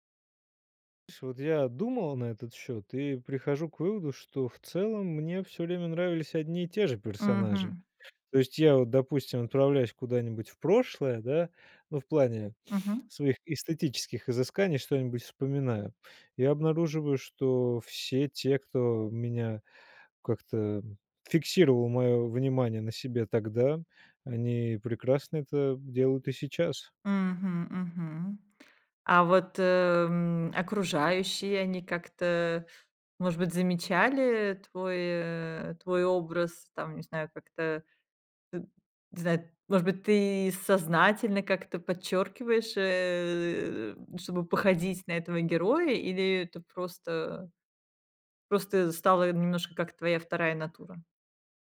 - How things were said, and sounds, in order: other background noise
- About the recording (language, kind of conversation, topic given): Russian, podcast, Как книги и фильмы влияют на твой образ?